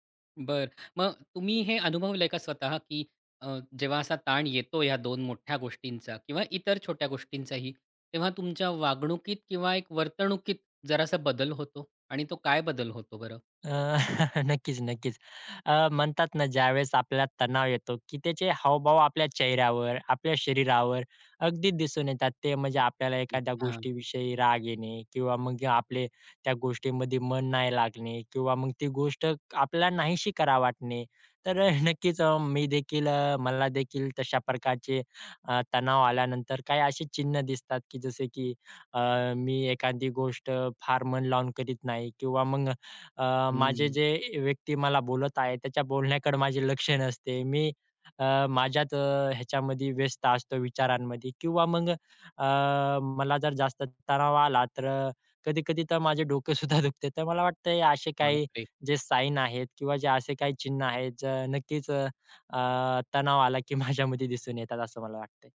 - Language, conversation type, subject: Marathi, podcast, तणाव ताब्यात ठेवण्यासाठी तुमची रोजची पद्धत काय आहे?
- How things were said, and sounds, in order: chuckle; laughing while speaking: "डोकं सुद्धा दुखते"; laughing while speaking: "माझ्यामध्ये"